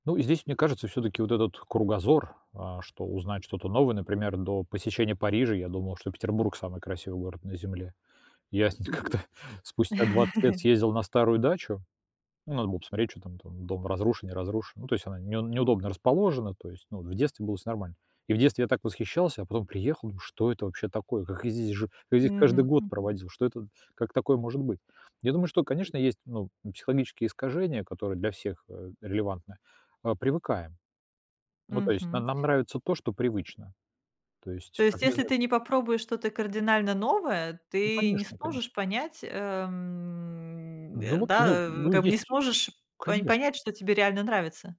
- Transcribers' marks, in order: laughing while speaking: "как-то"; tapping
- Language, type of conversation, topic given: Russian, podcast, Что помогает тебе понять, что тебе действительно нравится?